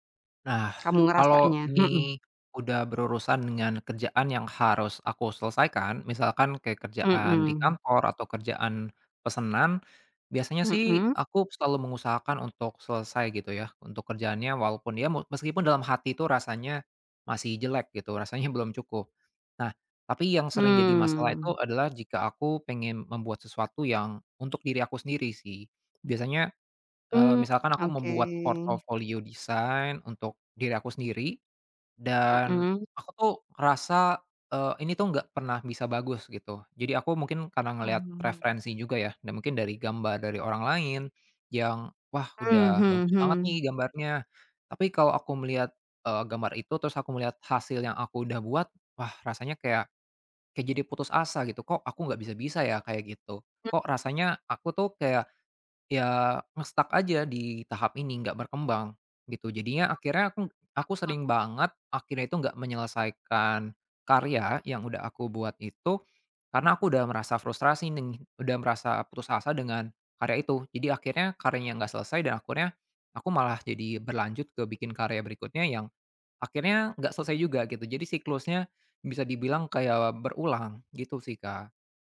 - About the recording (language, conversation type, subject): Indonesian, advice, Mengapa saya sulit menerima pujian dan merasa tidak pantas?
- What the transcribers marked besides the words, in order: other background noise; drawn out: "Hmm"; tapping; drawn out: "oke"; in English: "nge-stuck"; unintelligible speech